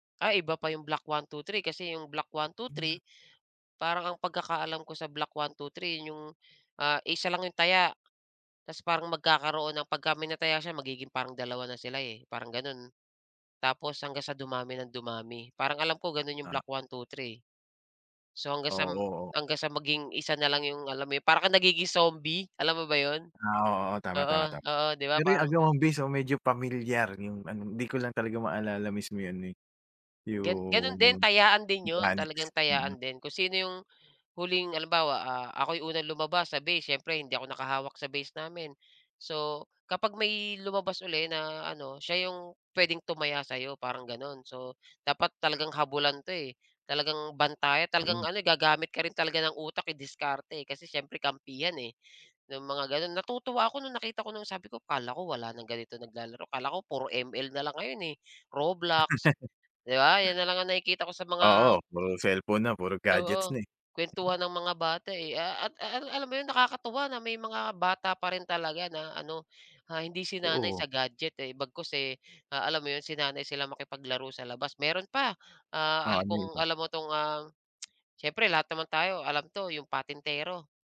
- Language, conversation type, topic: Filipino, podcast, Anong larong kalye ang hindi nawawala sa inyong purok, at paano ito nilalaro?
- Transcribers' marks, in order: tapping; other background noise; chuckle; tsk